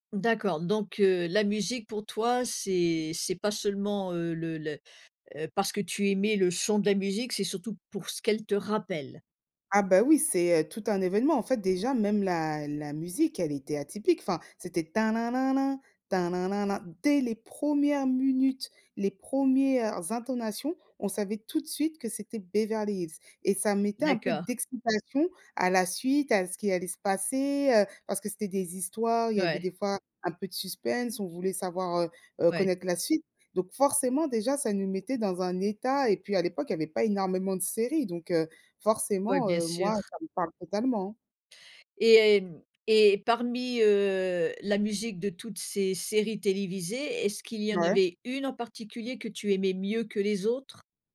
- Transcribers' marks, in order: put-on voice: "tin nin nin nin tin nin nin nin"; "promières munutes" said as "premières minutes"; "promières" said as "premières"
- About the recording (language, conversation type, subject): French, podcast, Comment décrirais-tu la bande-son de ta jeunesse ?